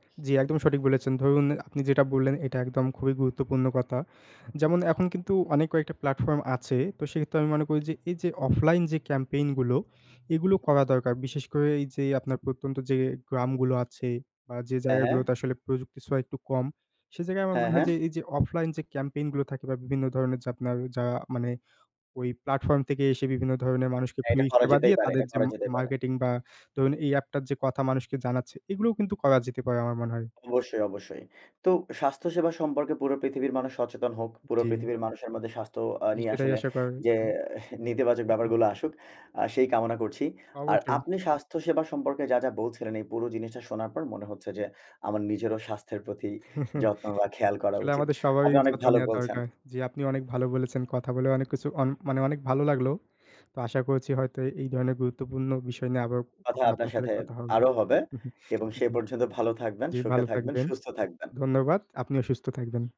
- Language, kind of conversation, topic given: Bengali, unstructured, প্রযুক্তি কীভাবে আমাদের স্বাস্থ্যসেবাকে আরও উন্নত করেছে?
- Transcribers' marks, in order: laughing while speaking: "যে"; laughing while speaking: "স্বাস্থ্যের প্রতি যত্ন বা খেয়াল করা উচিত"; chuckle; chuckle